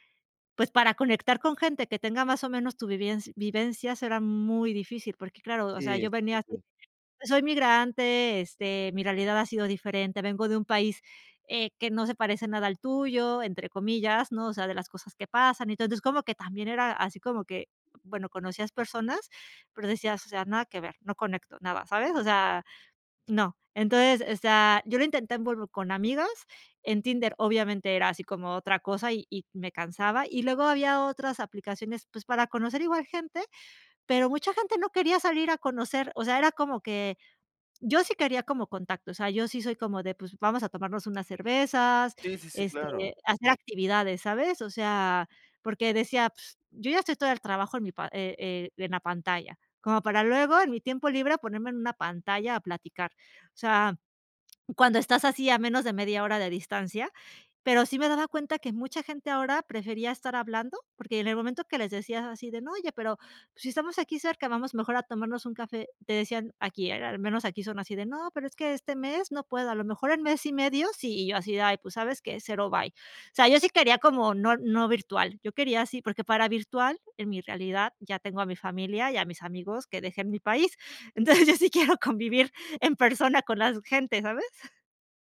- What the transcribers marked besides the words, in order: unintelligible speech; lip trill; laughing while speaking: "Entonces, yo sí quiero convivir en persona"; chuckle
- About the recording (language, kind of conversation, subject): Spanish, podcast, ¿Qué consejos darías para empezar a conocer gente nueva?